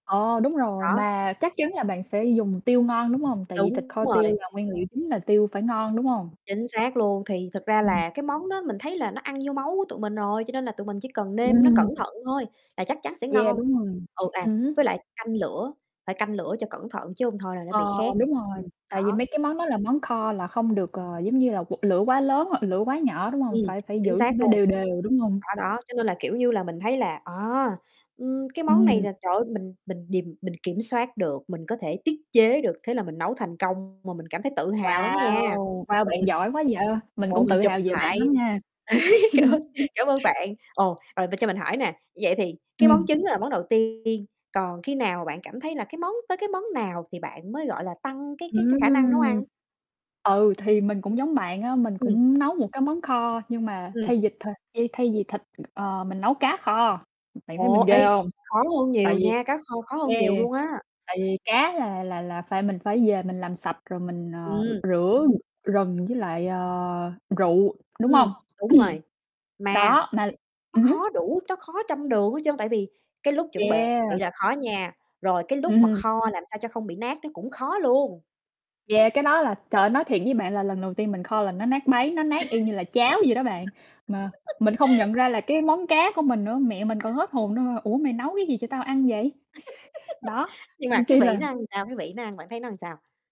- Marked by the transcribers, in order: tapping; distorted speech; other background noise; static; laugh; laughing while speaking: "cảm"; chuckle; other noise; background speech; throat clearing; laugh; laugh; chuckle
- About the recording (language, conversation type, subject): Vietnamese, unstructured, Lần đầu tiên bạn tự nấu một bữa ăn hoàn chỉnh là khi nào?